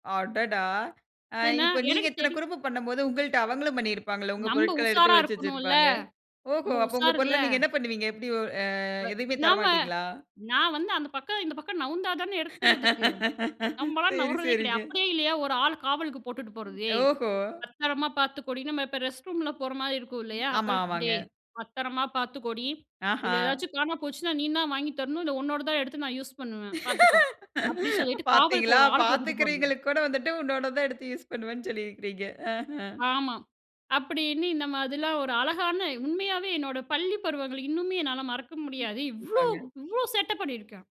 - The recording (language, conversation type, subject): Tamil, podcast, உங்கள் கல்வி பயணத்தை ஒரு கதையாகச் சொன்னால் எப்படி ஆரம்பிப்பீர்கள்?
- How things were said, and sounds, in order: laughing while speaking: "எடுத்து ஒழிச்சி வெச்சிருப்பாங்க. ஓஹோ! அப்ப … எதையுமே தர மாட்டீங்களா?"; laugh; laughing while speaking: "சரி, சரிங்க"; laugh; laughing while speaking: "பார்த்தீங்களா, பார்த்துக்கிறவய்ங்களுக்கு கூட வந்துட்டு உன்னோட தான் எடுத்து யூசு பண்ணுவேன்னு சொல்லி இருக்கிறீங்க. அ"; stressed: "இவ்வளோ இவ்வளோ"